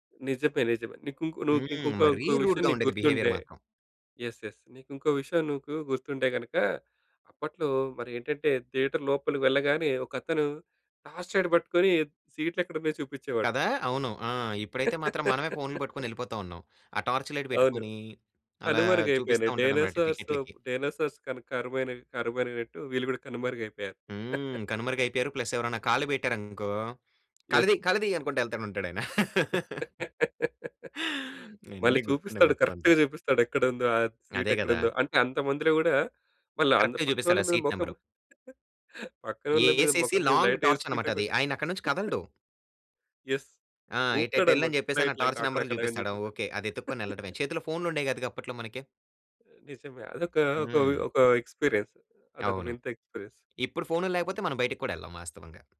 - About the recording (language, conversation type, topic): Telugu, podcast, మీ పాత సినిమా థియేటర్ అనుభవాల్లో మీకు ప్రత్యేకంగా గుర్తుండిపోయింది ఏదైనా ఉందా?
- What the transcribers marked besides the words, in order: in English: "రూడ్‌గా"; in English: "బిహేవియర"; in English: "యెస్, యెస్"; in English: "థియేటర్"; in English: "టార్చ్ లైట్"; laugh; in English: "టార్చ్ లైట్"; in English: "డైనోసార్స్ డైనోసార్స్"; chuckle; in English: "ప్లస్"; in English: "యెస్"; other background noise; laugh; in English: "కరెక్ట్‌గ"; in English: "కరెక్ట్‌గ"; in English: "సీట్"; chuckle; in English: "లాంగ్"; chuckle; in English: "యెస్"; in English: "టార్చ్"; chuckle; in English: "ఎక్స్పీరియన్స్"